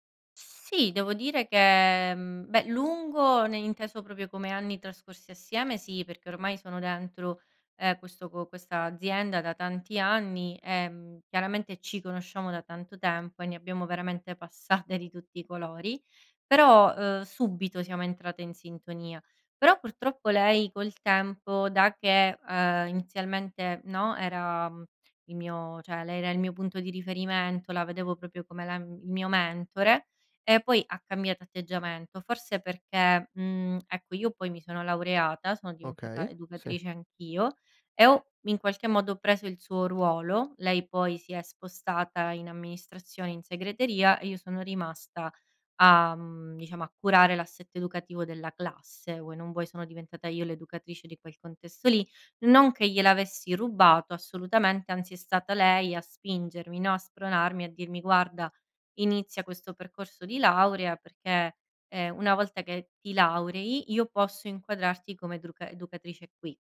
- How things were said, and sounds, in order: "proprio" said as "propio"; laughing while speaking: "passate"; "cioè" said as "ceh"; "proprio" said as "propio"
- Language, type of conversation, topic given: Italian, podcast, Hai un capo che ti fa sentire subito sicuro/a?